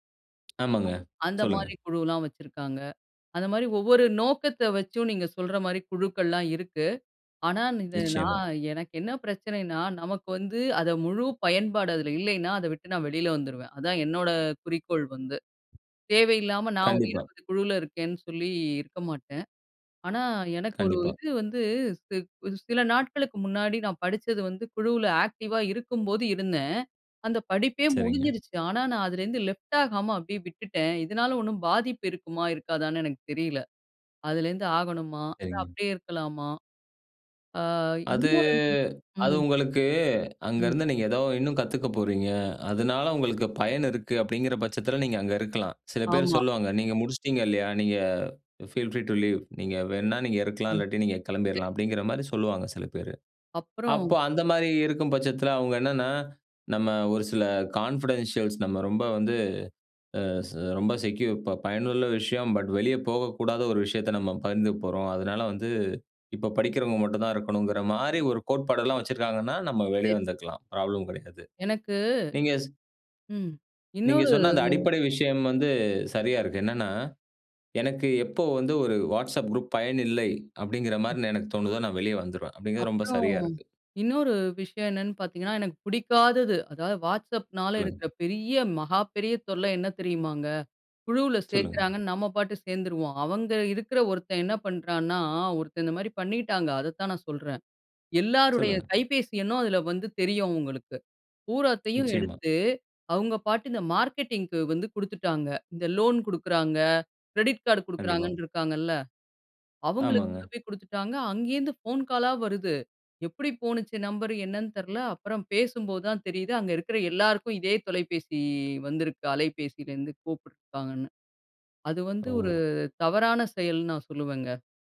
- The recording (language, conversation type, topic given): Tamil, podcast, வாட்ஸ்அப் குழுக்களை எப்படி கையாள்கிறீர்கள்?
- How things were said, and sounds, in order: other noise; in English: "ஆக்டிவா"; in English: "லெஃப்ட்"; drawn out: "அது"; in English: "ஃபீல் ஃப்ரீ டூ லீவ்"; in English: "கான்ஃபிடன்ஷியல்ஸ்"; in English: "செக்யூர்"; in English: "மார்க்கெட்டிங்க்கு"; in English: "கிரெடிட் காடு"